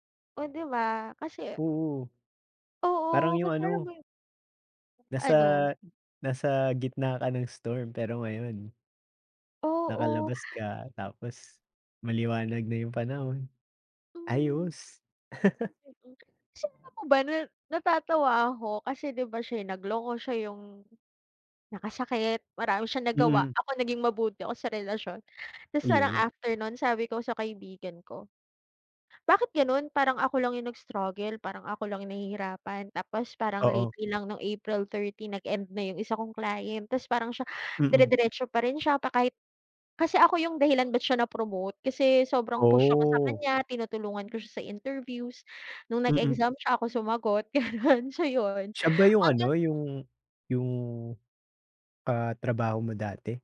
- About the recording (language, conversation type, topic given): Filipino, unstructured, Ano ang nararamdaman mo kapag niloloko ka o pinagsasamantalahan?
- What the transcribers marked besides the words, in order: unintelligible speech; chuckle